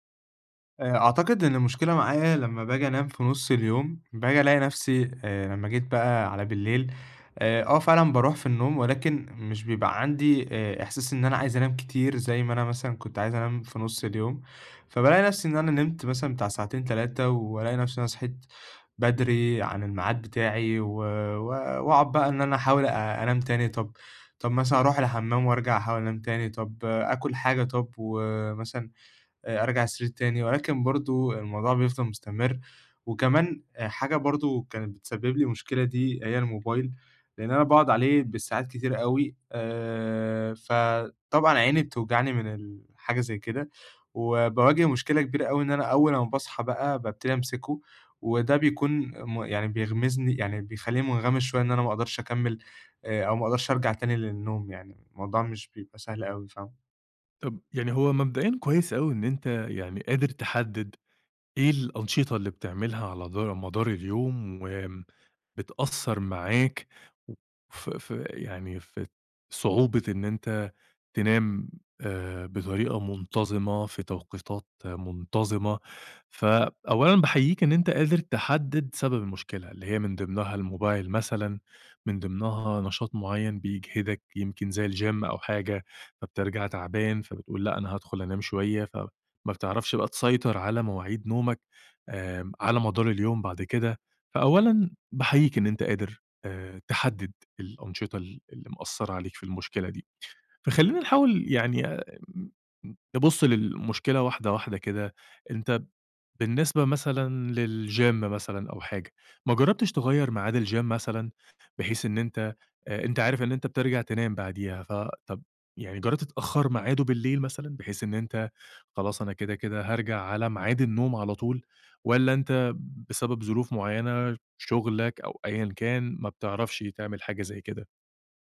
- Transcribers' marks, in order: in English: "الGym"; in English: "للGym"; in English: "الGym"
- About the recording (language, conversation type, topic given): Arabic, advice, إزاي بتصحى بدري غصب عنك ومابتعرفش تنام تاني؟